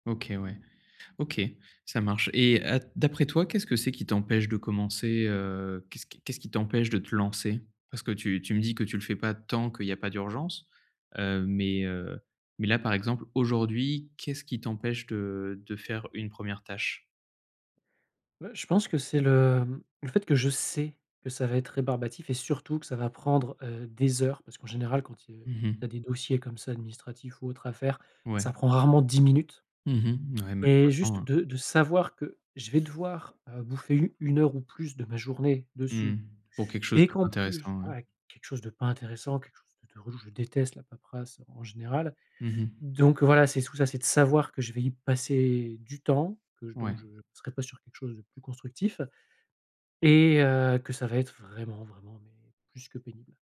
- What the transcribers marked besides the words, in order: other background noise; stressed: "tant"; stressed: "sais"
- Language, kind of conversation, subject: French, advice, Comment surmonter l’envie de tout remettre au lendemain ?